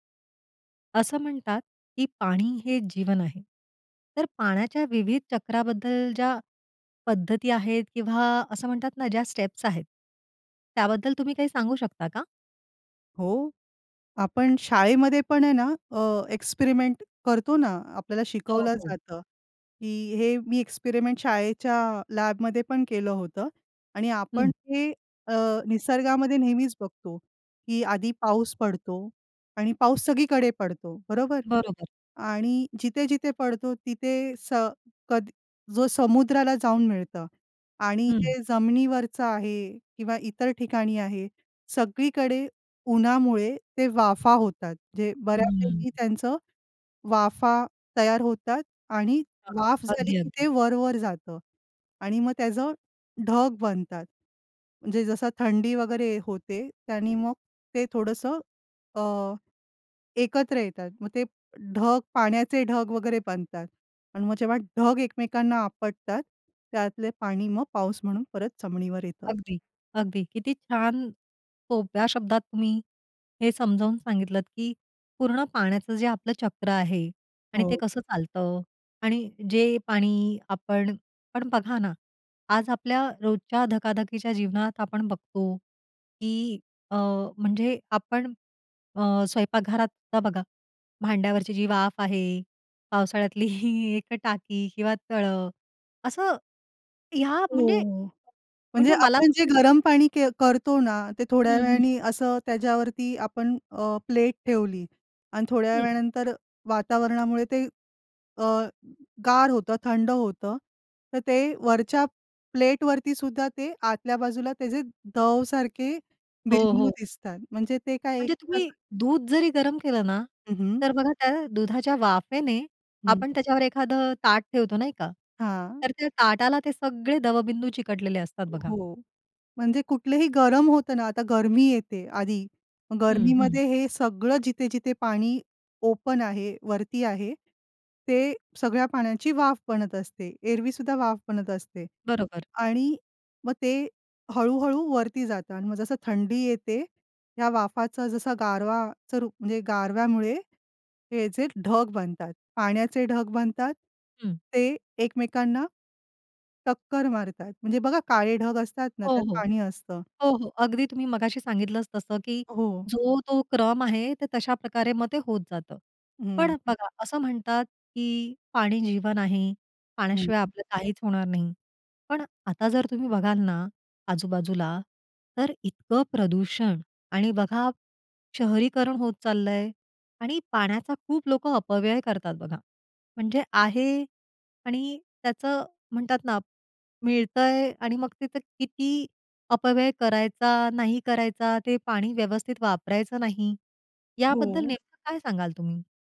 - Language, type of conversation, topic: Marathi, podcast, पाण्याचे चक्र सोप्या शब्दांत कसे समजावून सांगाल?
- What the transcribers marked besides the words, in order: tapping; in English: "स्टेप्स"; in English: "लॅबमध्ये"; other noise; in English: "ओपन"